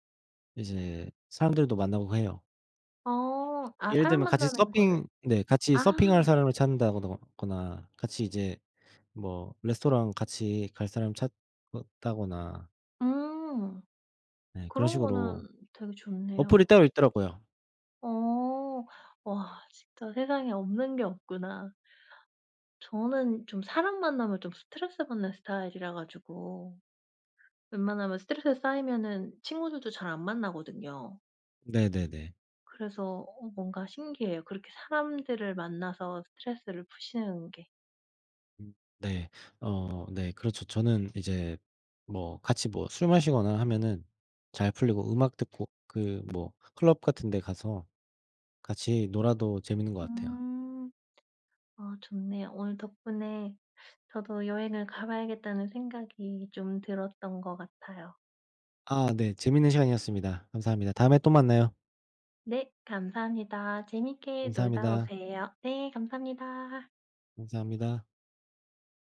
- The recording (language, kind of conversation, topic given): Korean, unstructured, 취미가 스트레스 해소에 어떻게 도움이 되나요?
- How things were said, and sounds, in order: other background noise; tapping